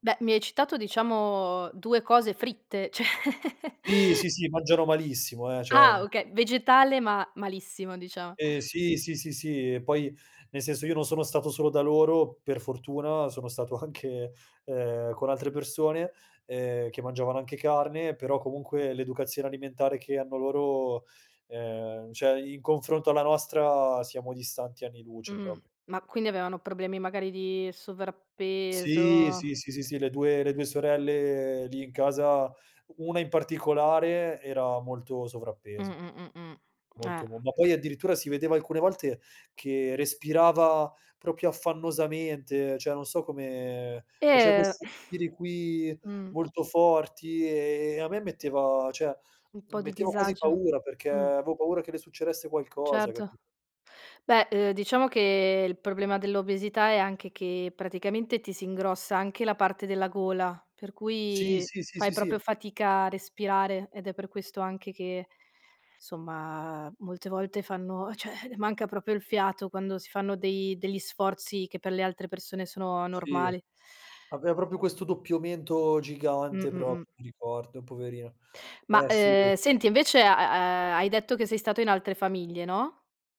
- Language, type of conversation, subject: Italian, podcast, Hai mai partecipato a una cena in una famiglia locale?
- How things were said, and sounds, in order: laughing while speaking: "ceh"; "cioè" said as "ceh"; chuckle; tapping; laughing while speaking: "anche"; tsk; sigh; "cioè" said as "ceh"